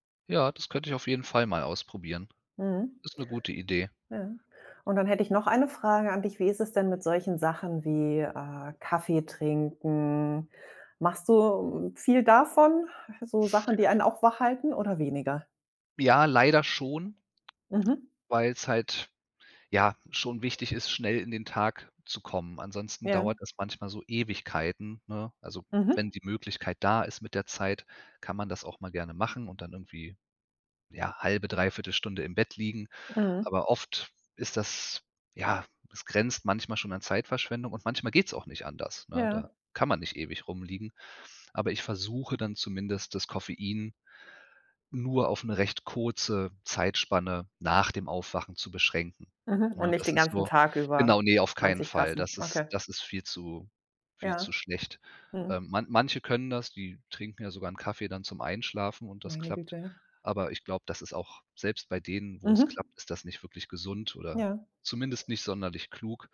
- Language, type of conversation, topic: German, advice, Warum bin ich tagsüber müde und erschöpft, obwohl ich genug schlafe?
- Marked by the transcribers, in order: none